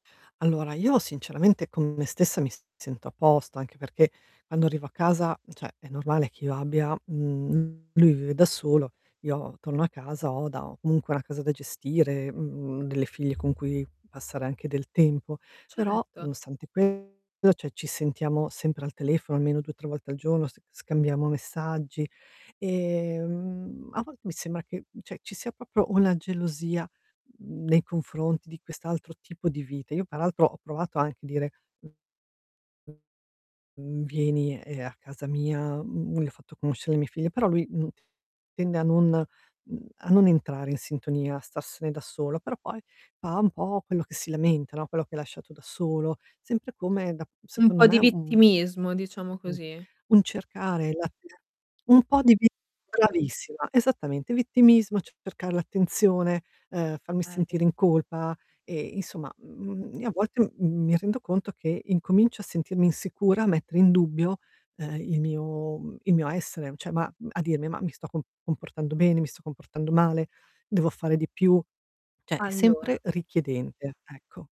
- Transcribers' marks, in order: distorted speech; "cioè" said as "ceh"; other background noise; static; "cioè" said as "ceh"; drawn out: "Ehm"; "cioè" said as "ceh"; "proprio" said as "propio"; tapping; unintelligible speech; "cercare" said as "percare"; "cioè" said as "ceh"; "cioè" said as "ceh"
- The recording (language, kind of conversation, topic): Italian, advice, Come posso gestire la mia insicurezza nella relazione senza accusare il mio partner?